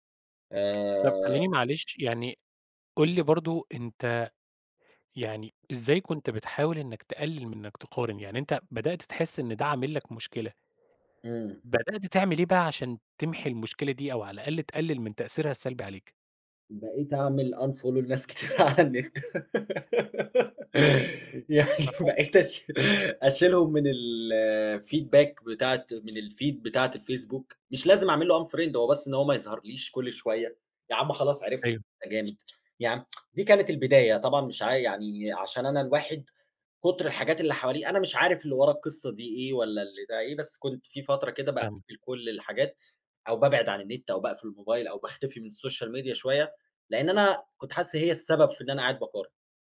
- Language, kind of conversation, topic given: Arabic, podcast, إيه أسهل طريقة تبطّل تقارن نفسك بالناس؟
- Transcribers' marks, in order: tapping; in English: "unfollow"; laughing while speaking: "لناس كتير على النت. يعني بقيت أشي أشيلهم من الfeedback"; giggle; in English: "الfeedback"; in English: "الfeed"; in English: "unfriend"; other background noise; tsk; in English: "السوشيال ميديا"